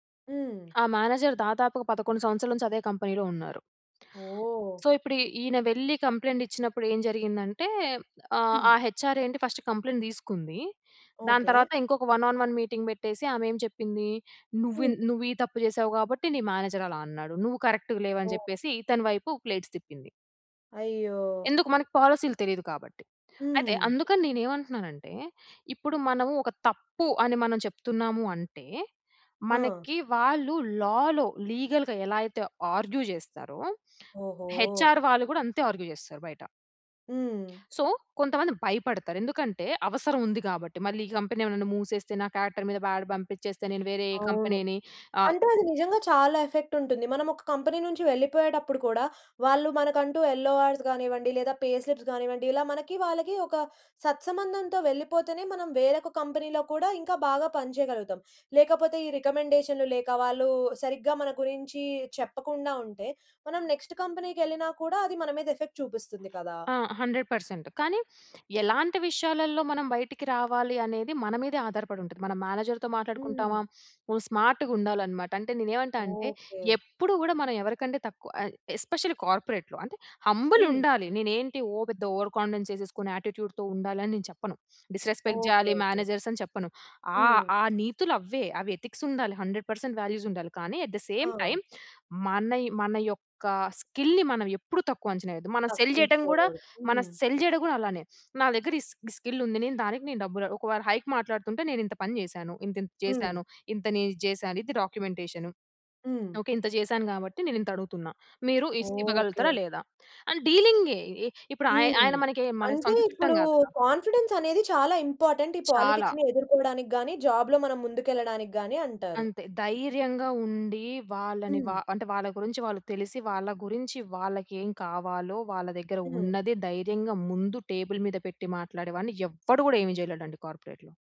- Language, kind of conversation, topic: Telugu, podcast, ఆఫీస్ పాలిటిక్స్‌ను మీరు ఎలా ఎదుర్కొంటారు?
- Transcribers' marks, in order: in English: "మేనేజర్"; in English: "కంపెనీలో"; in English: "సో"; in English: "కంప్లైంట్"; in English: "హెచ్ఆర్"; in English: "ఫస్ట్ కంప్లెయింట్"; in English: "వన్ ఆన్ వన్ మీటింగ్"; in English: "మేనేజర్"; in English: "కరెక్ట్‌గ"; in English: "ప్లేట్స్"; in English: "లా‌లో లీగల్‌గా"; in English: "ఆర్గ్యూ"; in English: "హెచ్‌ఆర్"; in English: "ఆర్గ్యూ"; in English: "సో"; in English: "కంపెనీ"; in English: "కారెక్టర్"; in English: "బ్యాడ్"; in English: "కంపెనీని"; in English: "ఎఫెక్ట్"; in English: "కంపెనీ"; in English: "యెల్లోఆర్స్"; in English: "పే స్లిప్స్"; in English: "కంపెనీలో"; in English: "నెక్స్ట్"; in English: "ఎఫెక్ట్"; in English: "హండ్రెడ్ పర్సెంట్"; in English: "మేనేజర్‌తో"; in English: "ఎ ఎస్‌పెషియల్లి కార్పొరేట్‌లో"; in English: "హంబుల్"; in English: "ఓవర్ కాన్ఫిడెన్స్"; in English: "యాట్టిట్యూడ్‌తో"; in English: "డిస్రెస్పెక్ట్"; in English: "మేనజర్స్"; in English: "ఎథిక్స్"; in English: "హండ్రెడ్ పర్సెంట్ వాల్యూస్"; in English: "అట్ ద సేమ్ టైమ్"; in English: "స్కిల్‌ని"; in English: "సెల్"; in English: "సెల్"; in English: "స్కి స్కిల్"; in English: "హైక్"; in English: "డాక్యుమెంటేషను"; in English: "కాన్ఫిడెన్స్"; in English: "ఇంపార్టెంట్"; in English: "పాలిటిక్స్‌ని"; other background noise; in English: "జాబ్‌లో"; in English: "టేబుల్"; in English: "కార్పొరేట్‌లో"